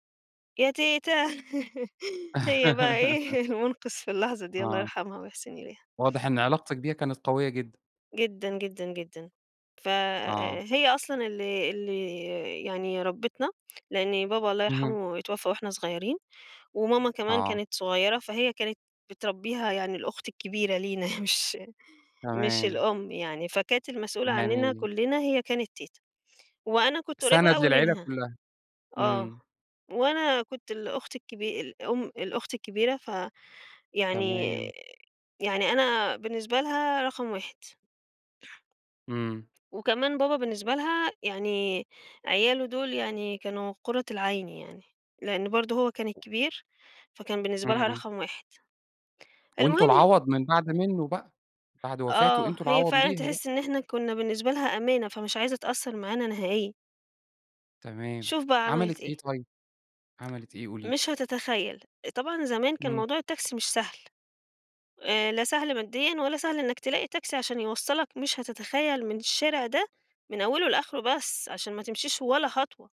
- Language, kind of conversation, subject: Arabic, podcast, مين ساعدك وقت ما كنت تايه/ة، وحصل ده إزاي؟
- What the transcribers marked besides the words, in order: chuckle; laughing while speaking: "إيه"; laugh; unintelligible speech